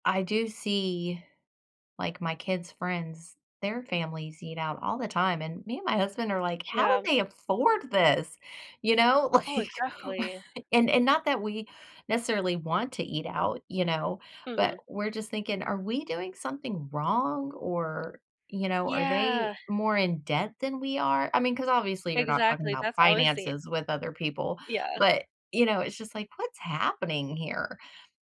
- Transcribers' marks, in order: laughing while speaking: "like"; tapping
- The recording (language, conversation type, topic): English, unstructured, What is one money habit you think everyone should learn early?
- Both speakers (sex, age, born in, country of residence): female, 30-34, United States, United States; female, 45-49, United States, United States